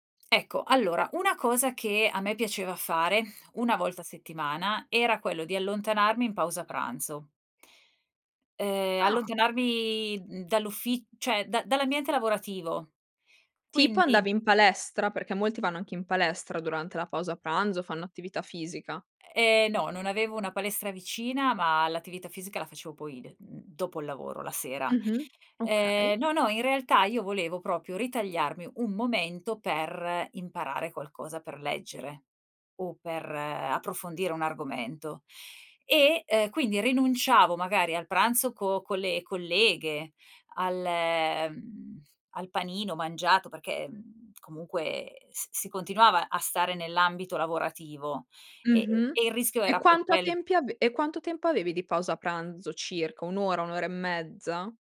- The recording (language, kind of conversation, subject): Italian, podcast, Come riuscivi a trovare il tempo per imparare, nonostante il lavoro o la scuola?
- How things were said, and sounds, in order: "cioè" said as "ceh"; "proprio" said as "propio"; other background noise